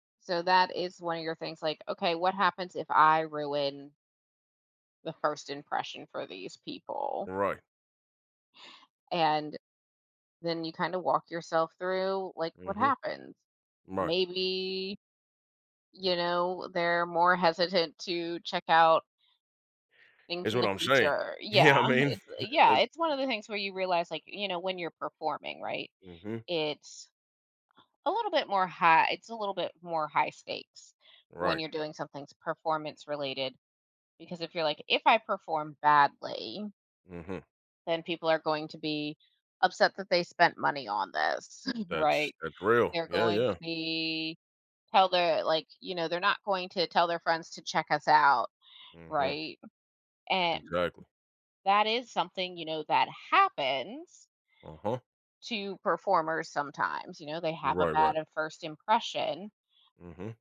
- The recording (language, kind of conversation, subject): English, advice, How can I feel more confident in social situations?
- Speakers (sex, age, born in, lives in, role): female, 40-44, United States, United States, advisor; male, 30-34, United States, United States, user
- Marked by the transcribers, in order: laughing while speaking: "You know what I mean?"; other noise; chuckle; other background noise; stressed: "happens"